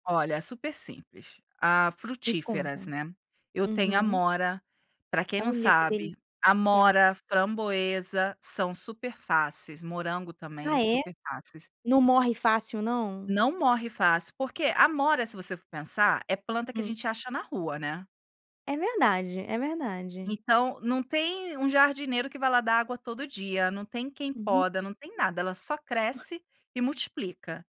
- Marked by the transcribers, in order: tapping
- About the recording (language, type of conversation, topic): Portuguese, podcast, Como cultivar alimentos simples em casa muda sua relação com o planeta?